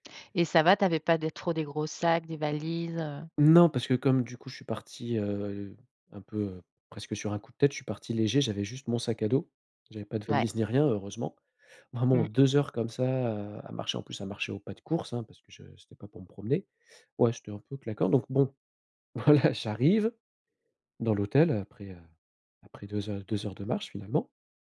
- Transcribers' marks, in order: laughing while speaking: "voilà"
- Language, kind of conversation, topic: French, podcast, Peux-tu raconter une galère de voyage dont tu as ri après ?